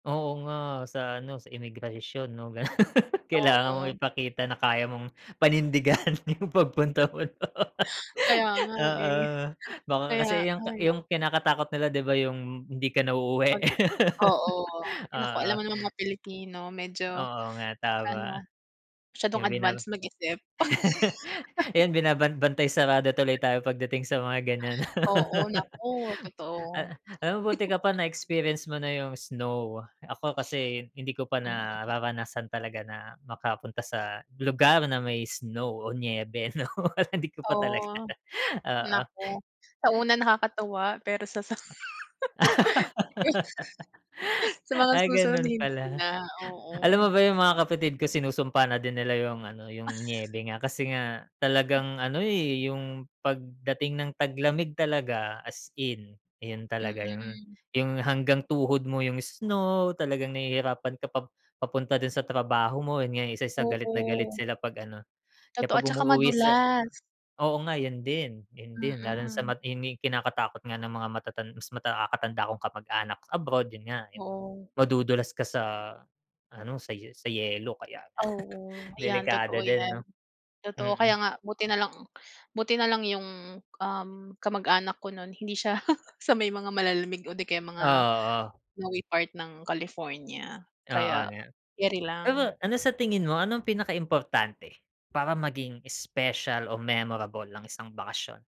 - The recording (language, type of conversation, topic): Filipino, unstructured, Ano ang pinakatumatak na bakasyon mo noon?
- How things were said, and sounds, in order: "imigrasyon" said as "imigraysyon"; laugh; laughing while speaking: "panindigan yung pagpunta mo do'n"; chuckle; other background noise; laugh; laugh; laugh; laugh; chuckle; laugh; laughing while speaking: "Hindi ko pa talaga oo"; laugh; scoff; chuckle; chuckle